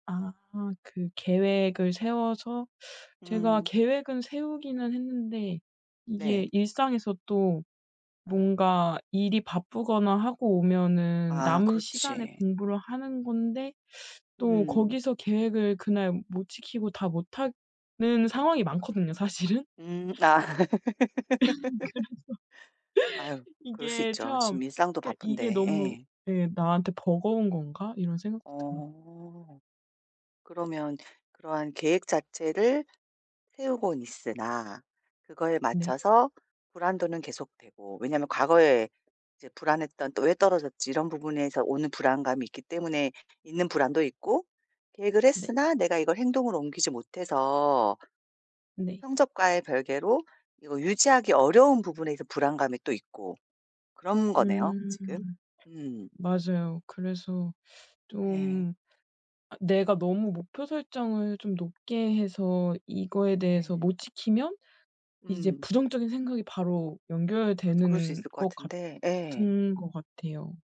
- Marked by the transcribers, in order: teeth sucking; other background noise; teeth sucking; laughing while speaking: "사실은"; laugh; laughing while speaking: "그래서"; laugh; teeth sucking
- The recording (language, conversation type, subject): Korean, advice, 실패가 두려워서 결정을 자꾸 미루는데 어떻게 해야 하나요?